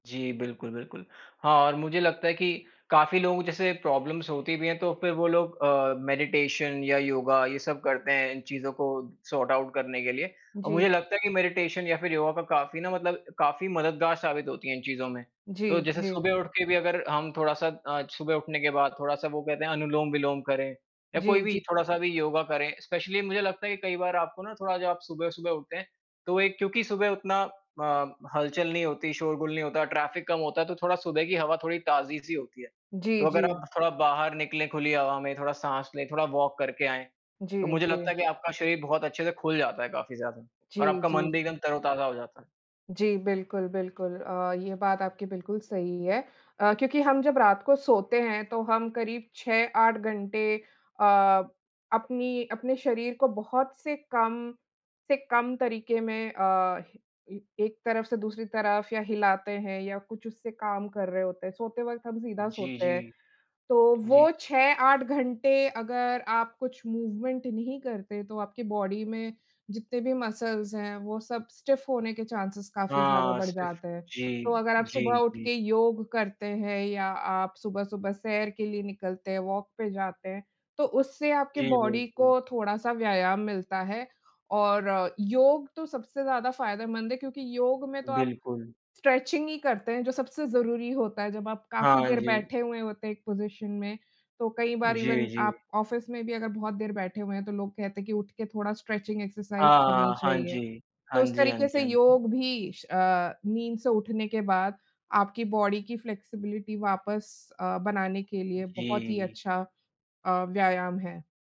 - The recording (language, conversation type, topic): Hindi, unstructured, आप अपनी नींद की गुणवत्ता कैसे सुधारते हैं?
- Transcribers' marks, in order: in English: "प्रॉब्लम्स"; in English: "मेडिटेशन"; in English: "सॉर्ट आउट"; in English: "मेडिटेशन"; in English: "स्पेशली"; in English: "ट्रैफ़िक"; in English: "वॉक"; in English: "मूवमेंट"; in English: "बॉडी"; in English: "मसल्स"; in English: "स्टिफ"; in English: "चांसेज़"; in English: "वॉक"; in English: "बॉडी"; in English: "स्ट्रेचिंग"; in English: "पोज़िशन"; in English: "इवेन"; in English: "ऑफ़िस"; in English: "स्ट्रेचिंग एक्सरसाइज़"; in English: "बॉडी"; in English: "फ्लेक्सिबिलिटी"